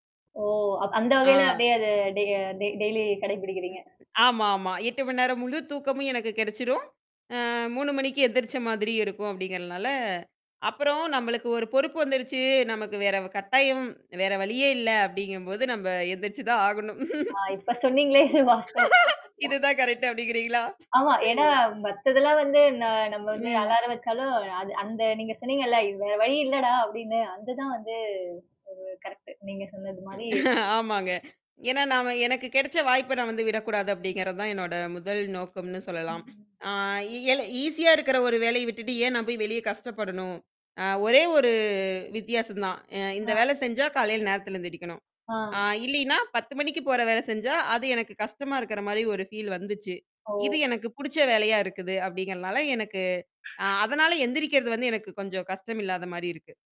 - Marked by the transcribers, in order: static; other background noise; other noise; laughing while speaking: "எந்திரிச்சு தான் ஆகணும்"; laughing while speaking: "இப்ப சொன்னீங்களே இது வாஸ்தவமான"; distorted speech; laughing while speaking: "இது தான் கரெக்ட் அப்படிங்கிறீங்களா?"; unintelligible speech; laughing while speaking: "ஆமாங்க"; mechanical hum; in English: "ஃபீல்"; tapping
- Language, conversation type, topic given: Tamil, podcast, உங்கள் வீட்டின் காலை அட்டவணை எப்படி இருக்கும் என்று சொல்ல முடியுமா?